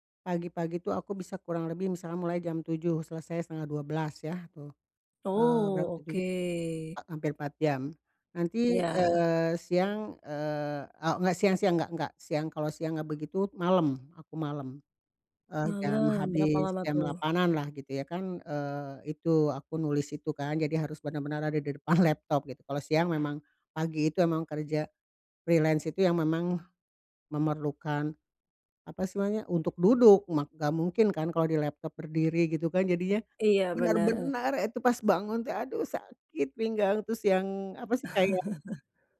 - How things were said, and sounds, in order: unintelligible speech; laughing while speaking: "depan"; other background noise; in English: "freelance"; chuckle
- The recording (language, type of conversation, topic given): Indonesian, advice, Bagaimana cara mengurangi kebiasaan duduk berjam-jam di kantor atau di rumah?